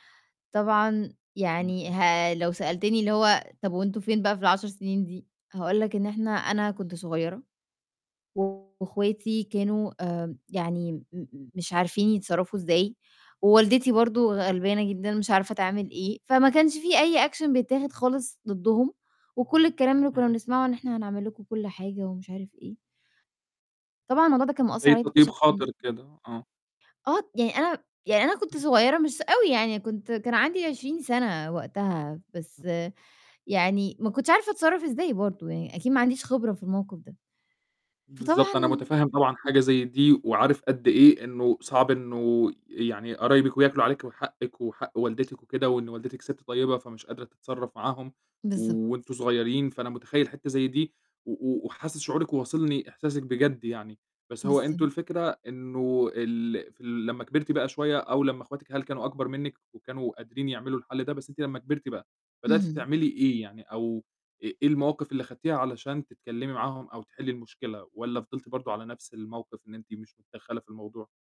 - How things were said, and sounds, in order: distorted speech; in English: "action"; other noise; unintelligible speech
- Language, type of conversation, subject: Arabic, advice, إزاي أتعامل مع الخلاف بيني وبين إخواتي على تقسيم الميراث أو أملاك العيلة؟